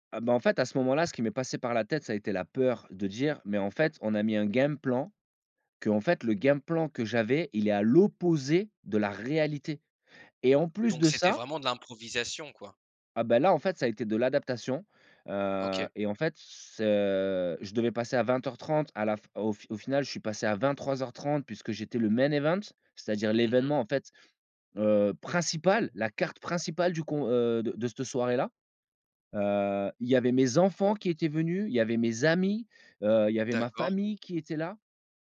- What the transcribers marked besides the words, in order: tapping; in English: "game plan"; in English: "game plan"; stressed: "l'opposé"; in English: "main event"; stressed: "principal"
- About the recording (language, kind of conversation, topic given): French, podcast, Comment rebondis-tu après un échec ?